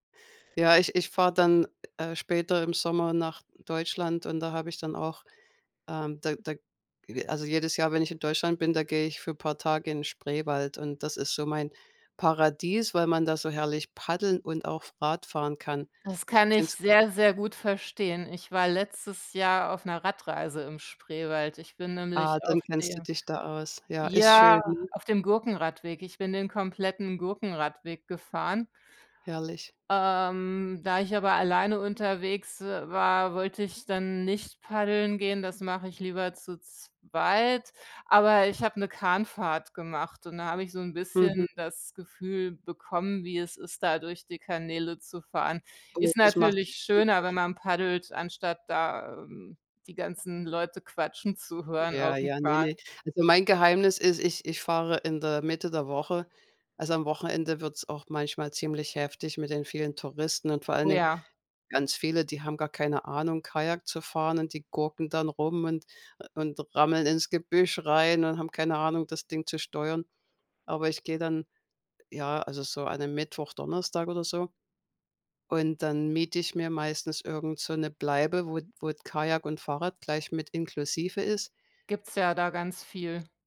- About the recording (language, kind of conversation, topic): German, unstructured, Welcher Sport macht dir am meisten Spaß und warum?
- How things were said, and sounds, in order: other background noise